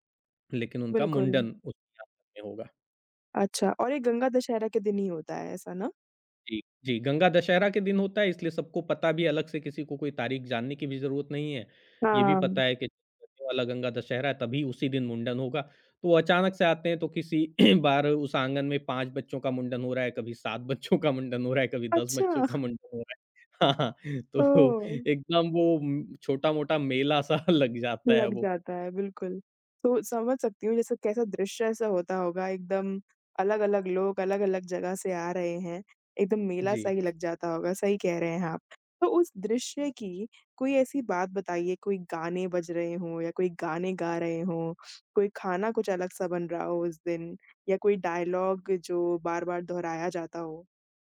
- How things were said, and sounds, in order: unintelligible speech; unintelligible speech; throat clearing; laughing while speaking: "हाँ, हाँ, तो"; laughing while speaking: "मेला-सा"; in English: "डायलॉग"
- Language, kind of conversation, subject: Hindi, podcast, आपके परिवार की सबसे यादगार परंपरा कौन-सी है?